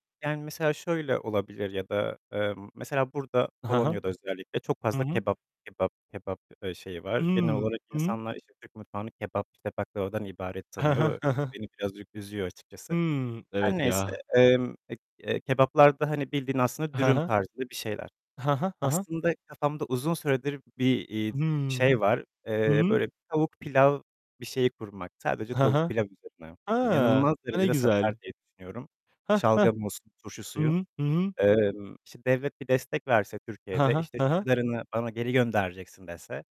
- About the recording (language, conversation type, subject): Turkish, unstructured, Sence devletin genç girişimcilere destek vermesi hangi olumlu etkileri yaratır?
- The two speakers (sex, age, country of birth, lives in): male, 25-29, Turkey, Germany; male, 25-29, Turkey, Poland
- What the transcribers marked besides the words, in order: static; distorted speech; tapping